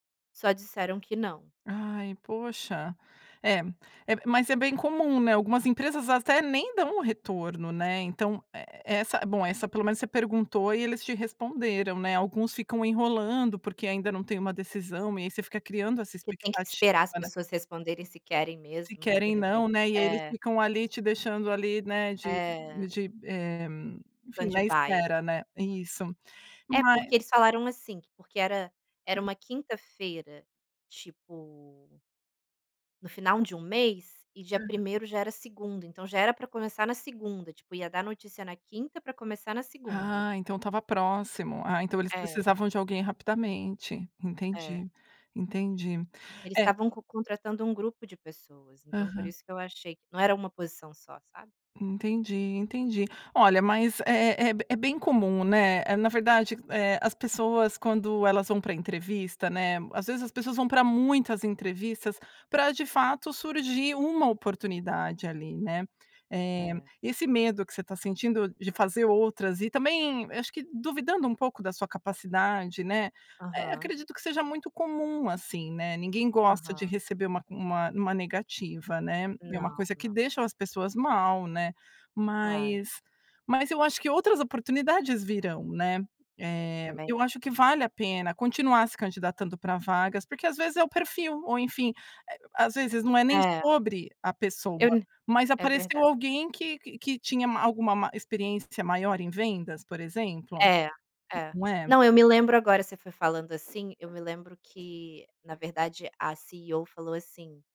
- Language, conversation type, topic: Portuguese, advice, Como você se sentiu após receber uma rejeição em uma entrevista importante?
- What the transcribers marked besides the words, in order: in English: "Stand by"